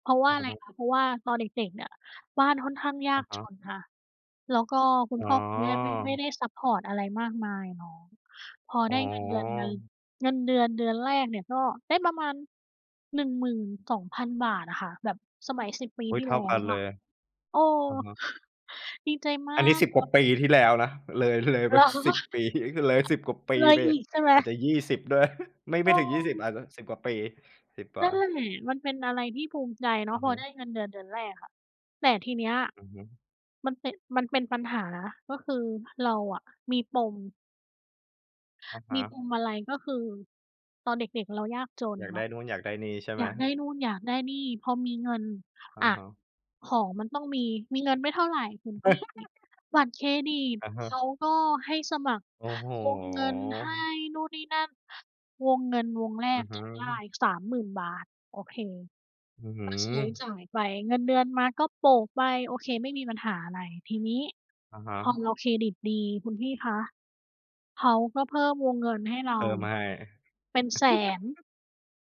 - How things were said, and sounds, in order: chuckle; laughing while speaking: "เหรอ ?"; other background noise; laugh; giggle
- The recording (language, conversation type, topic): Thai, unstructured, เงินออมคืออะไร และทำไมเราควรเริ่มออมเงินตั้งแต่เด็ก?